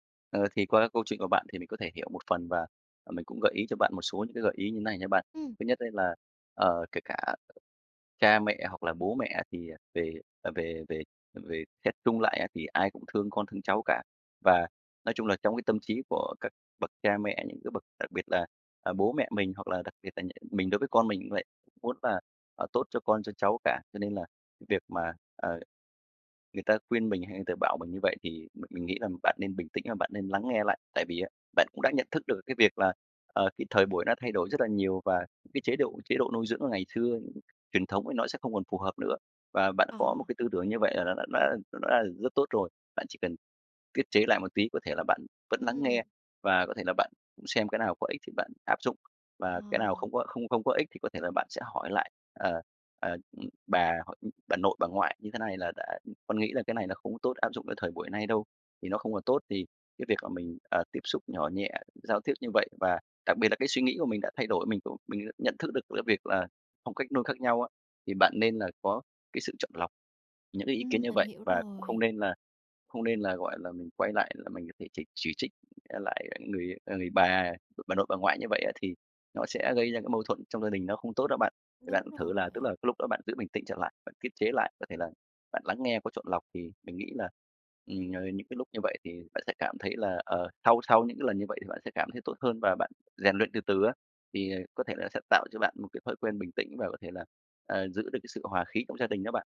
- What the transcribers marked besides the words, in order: tapping; other background noise
- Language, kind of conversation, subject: Vietnamese, advice, Làm sao để giữ bình tĩnh khi bị chỉ trích mà vẫn học hỏi được điều hay?